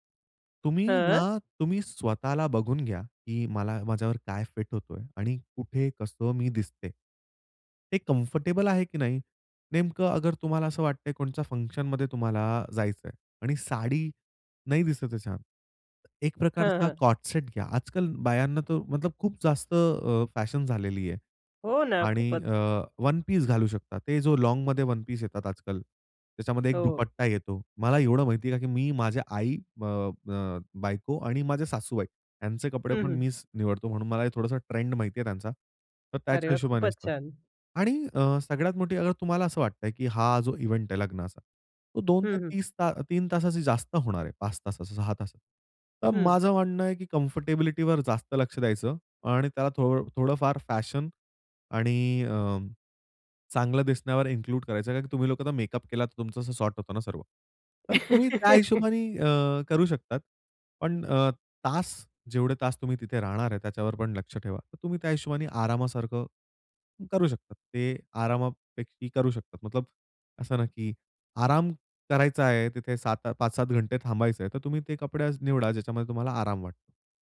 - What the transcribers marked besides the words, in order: in English: "कम्फर्टेबल"; in English: "फंक्शनमध्ये"; tapping; in English: "कॉट सेट"; "कॉर्ड" said as "कॉट"; other background noise; in English: "इव्हेंट"; in English: "कम्फर्टेबिलिटीवर"; in English: "इन्क्लूड"; in English: "सॉर्ट"; laugh
- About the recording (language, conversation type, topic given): Marathi, podcast, आराम अधिक महत्त्वाचा की चांगलं दिसणं अधिक महत्त्वाचं, असं तुम्हाला काय वाटतं?